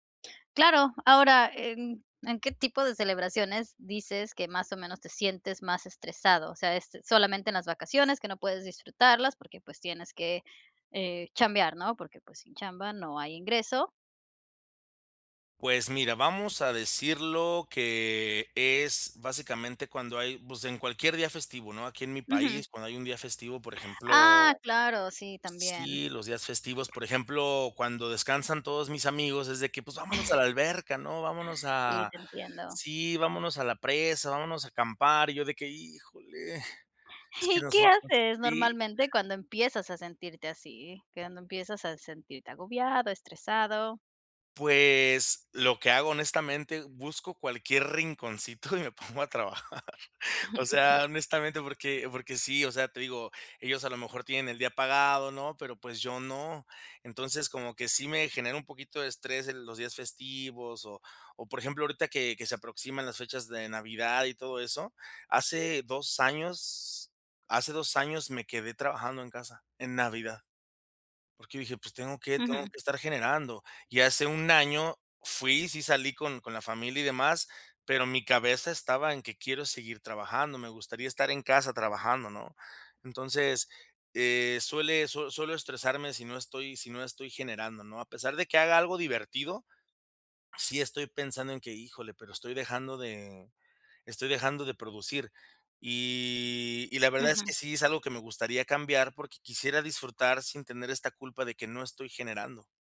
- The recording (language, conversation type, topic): Spanish, advice, ¿Cómo puedo manejar el estrés durante celebraciones y vacaciones?
- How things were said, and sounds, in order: other background noise; chuckle; laughing while speaking: "¿Y"; unintelligible speech; tapping; laughing while speaking: "rinconcito y me pongo a trabajar"; chuckle